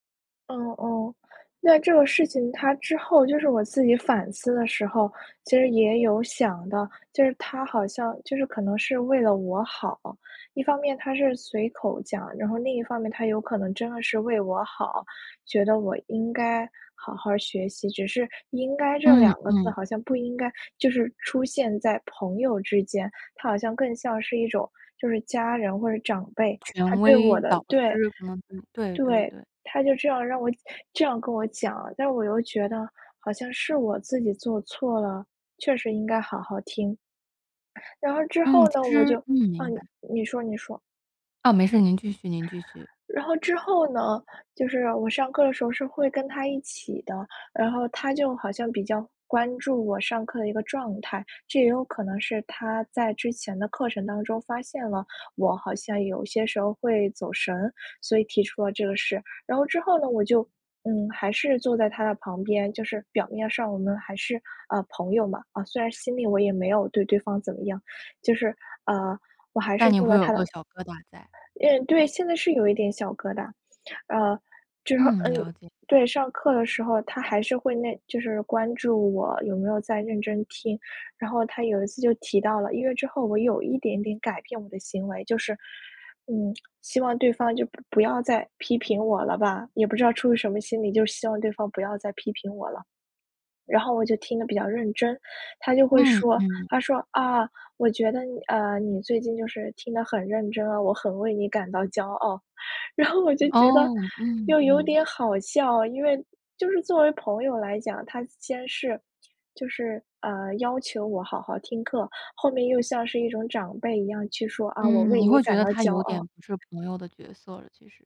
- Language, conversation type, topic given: Chinese, advice, 朋友对我某次行为作出严厉评价让我受伤，我该怎么面对和沟通？
- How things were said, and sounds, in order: other background noise; laughing while speaking: "然后"